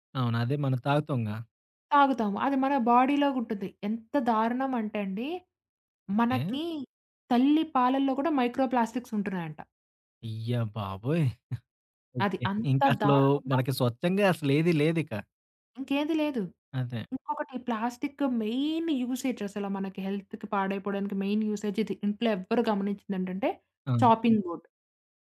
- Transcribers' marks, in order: in English: "బాడీలో"; in English: "మైక్రోప్లాస్టిక్స్"; chuckle; in English: "మెయిన్ యూసేజ్"; in English: "హెల్త్‌కి"; in English: "మెయిన్ యూసేజ్"; in English: "చాపింగ్ బోర్డ్"
- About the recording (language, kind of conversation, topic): Telugu, podcast, పర్యావరణ రక్షణలో సాధారణ వ్యక్తి ఏమేం చేయాలి?